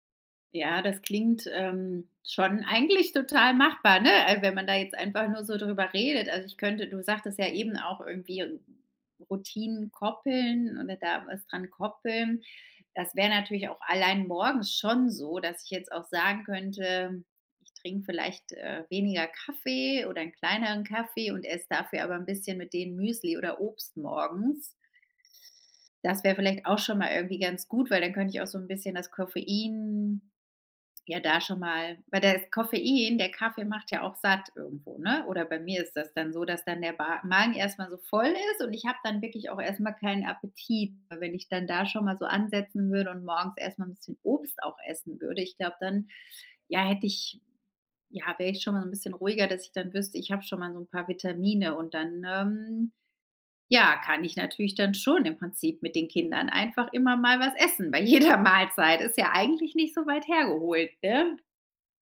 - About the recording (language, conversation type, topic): German, advice, Wie kann ich meine Essgewohnheiten und meinen Koffeinkonsum unter Stress besser kontrollieren?
- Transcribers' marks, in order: laughing while speaking: "jeder Mahlzeit"